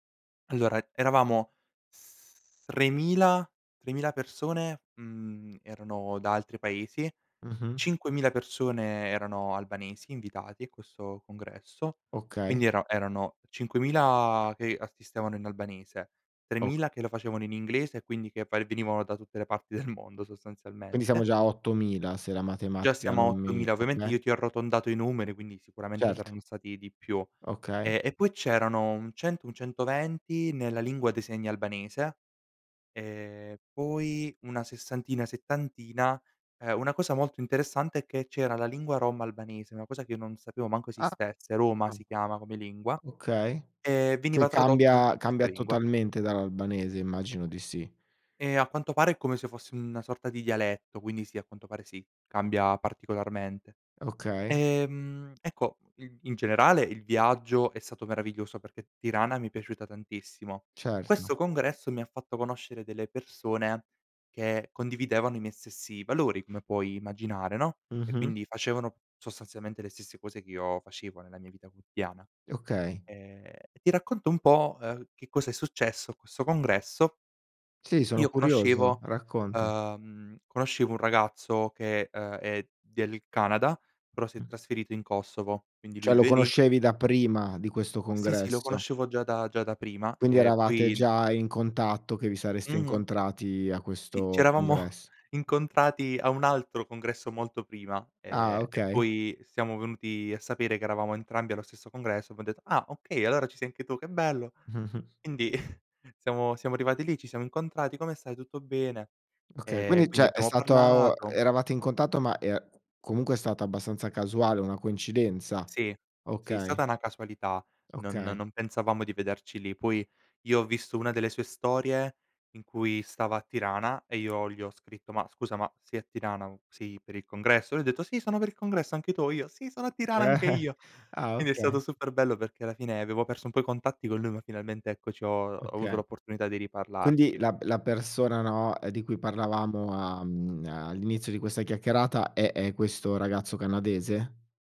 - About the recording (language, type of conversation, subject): Italian, podcast, Hai mai incontrato qualcuno in viaggio che ti ha segnato?
- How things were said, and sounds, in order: "questo" said as "quesso"; laughing while speaking: "del"; other background noise; unintelligible speech; tapping; unintelligible speech; "Cioè" said as "ceh"; laughing while speaking: "c'eravamo"; "abbiam" said as "abbam"; laughing while speaking: "Mh-mh"; chuckle; "cioè" said as "ceh"; "una" said as "na"; chuckle